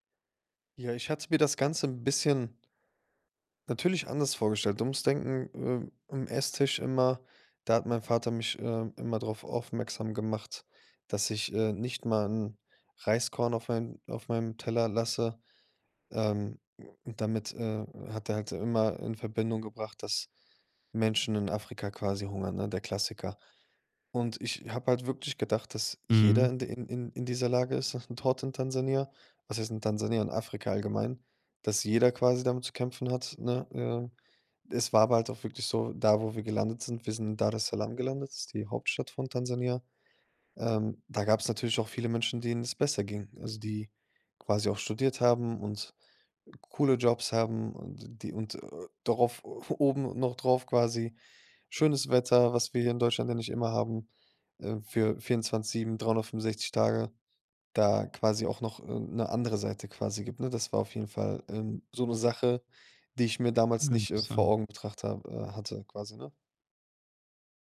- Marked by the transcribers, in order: chuckle
- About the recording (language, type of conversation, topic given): German, podcast, Was hat dir deine erste große Reise beigebracht?
- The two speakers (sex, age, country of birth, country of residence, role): male, 25-29, Germany, Germany, guest; male, 25-29, Germany, Germany, host